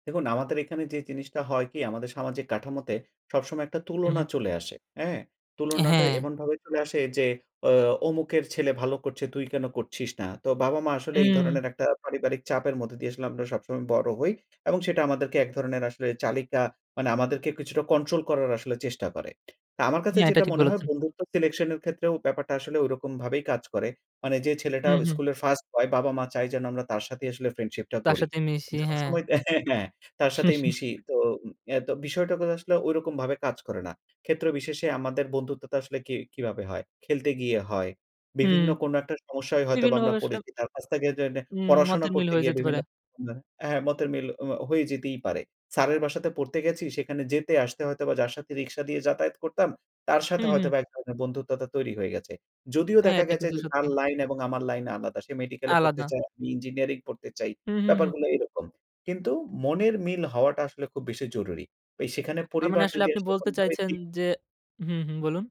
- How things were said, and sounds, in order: lip smack; other background noise; chuckle; lip smack; tapping
- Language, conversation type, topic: Bengali, podcast, পরিবারের বাইরে ‘তোমার মানুষ’ খুঁজতে কী করো?